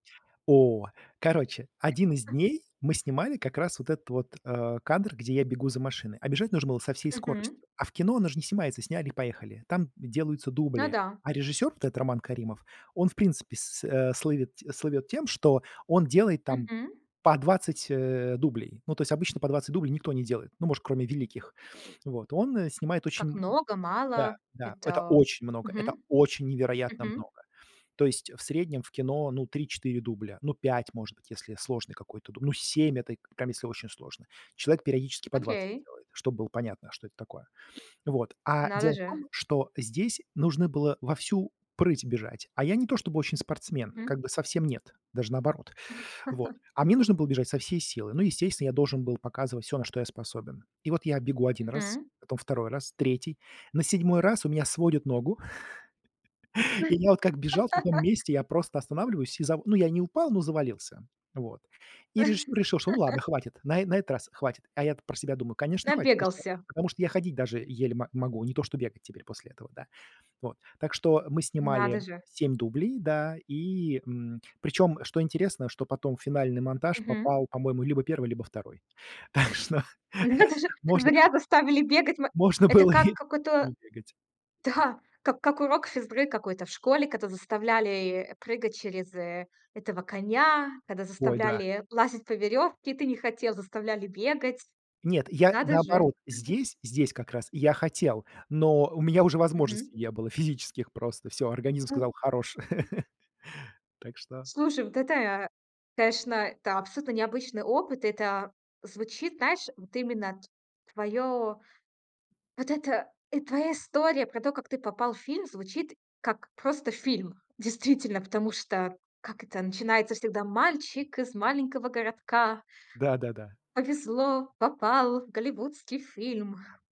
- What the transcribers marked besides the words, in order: other background noise; sniff; other noise; stressed: "очень"; stressed: "очень"; sniff; laugh; laugh; laugh; laughing while speaking: "Надо же"; laughing while speaking: "Так что"; chuckle; laughing while speaking: "было и"; stressed: "здесь"; chuckle; laugh; put-on voice: "Мальчик из маленького городка. Повезло, попал в голливудский фильм"
- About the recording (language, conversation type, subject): Russian, podcast, О каком фильме, который сильно на тебя повлиял, ты можешь рассказать и почему он произвёл на тебя такое впечатление?